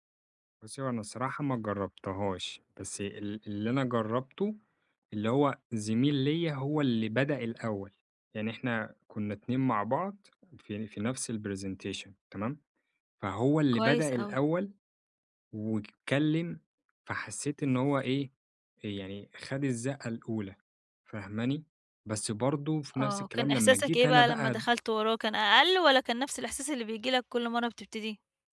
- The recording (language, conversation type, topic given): Arabic, advice, إزاي أهدّي نفسي بسرعة لما تبدأ عندي أعراض القلق؟
- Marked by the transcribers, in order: tapping; in English: "الpresentation"